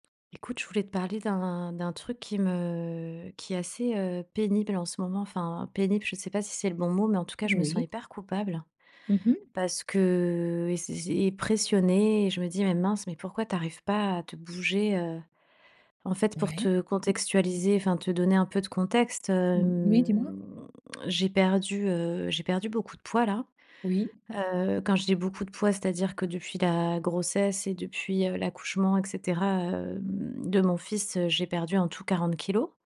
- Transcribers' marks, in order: drawn out: "hem"
- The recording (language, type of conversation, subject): French, advice, Pourquoi avez-vous du mal à tenir un programme d’exercice régulier ?